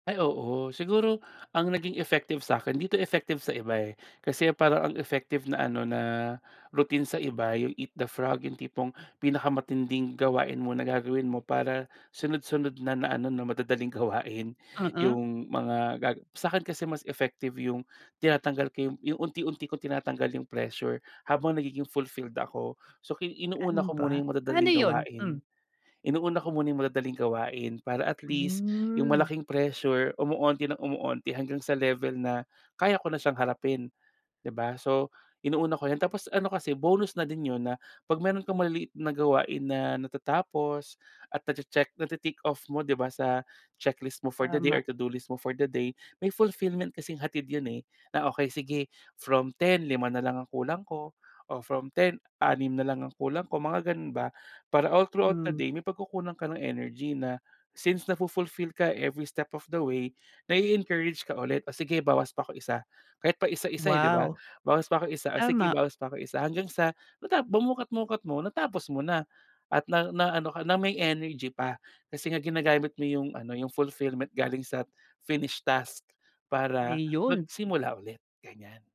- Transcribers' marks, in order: tapping; "kumukonti" said as "umu-onti"; "kumukonti" said as "umuonti"
- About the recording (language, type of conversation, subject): Filipino, podcast, Ano ang ginagawa mo para maputol ang siklo ng pagpapaliban?